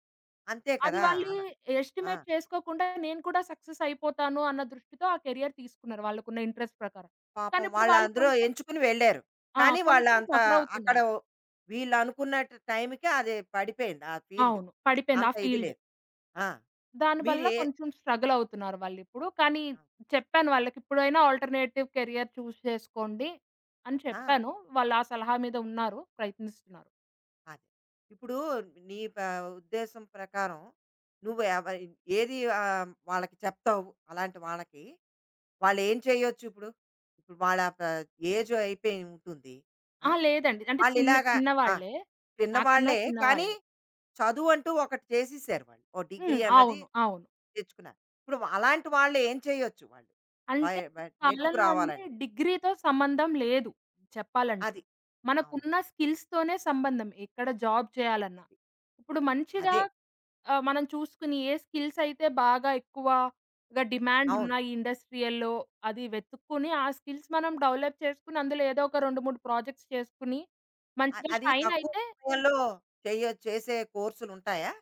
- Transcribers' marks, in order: in English: "ఎ ఎస్టిమేట్"; in English: "సక్సెస్"; in English: "కేరియర్"; in English: "ఇంట్రెస్ట్"; in English: "ఫీల్డ్"; in English: "ఫీల్డ్"; in English: "ఆల్టర్నేటివ్ క్యారియర్ చూస్"; in English: "ఏజ్"; in English: "జాబ్"; in English: "డిమాండ్"; in English: "ఇండస్ట్రియల్‌లో"; in English: "స్కిల్స్"; in English: "డెవలప్"; in English: "ప్రాజెక్ట్స్"
- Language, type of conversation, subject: Telugu, podcast, వైద్యం, ఇంజనీరింగ్ కాకుండా ఇతర కెరీర్ అవకాశాల గురించి మీరు ఏమి చెప్పగలరు?